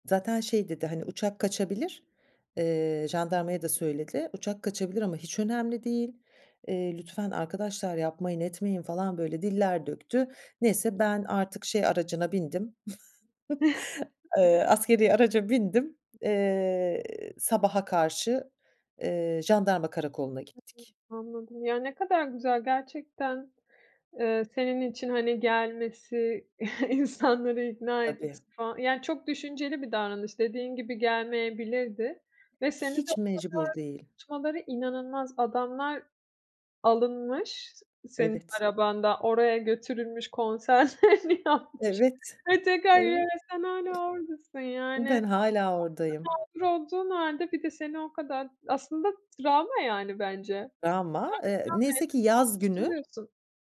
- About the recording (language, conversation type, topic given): Turkish, podcast, Seni beklenmedik şekilde şaşırtan bir karşılaşma hayatını nasıl etkiledi?
- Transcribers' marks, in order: chuckle; chuckle; laughing while speaking: "insanları"; laughing while speaking: "konserlerini yapmış ve tekrar sen hâlâ oradasın"; unintelligible speech; unintelligible speech